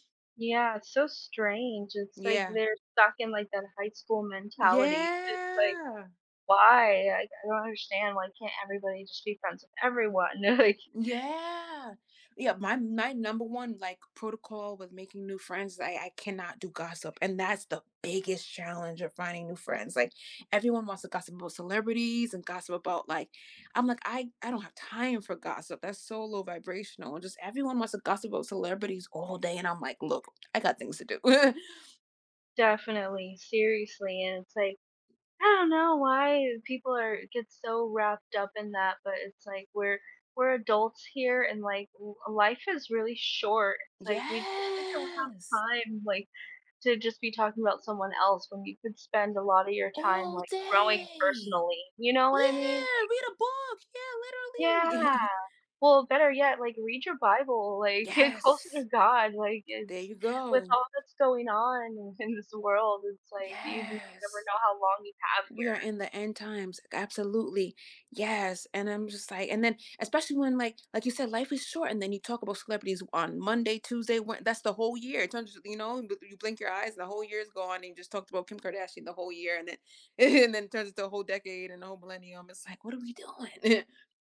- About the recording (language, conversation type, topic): English, unstructured, How do your experiences shape the way you form new friendships over time?
- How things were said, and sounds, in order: drawn out: "Yeah"; laughing while speaking: "They're, like"; drawn out: "Yeah"; chuckle; drawn out: "Yes"; chuckle; other background noise; laughing while speaking: "in"; laughing while speaking: "and then"; chuckle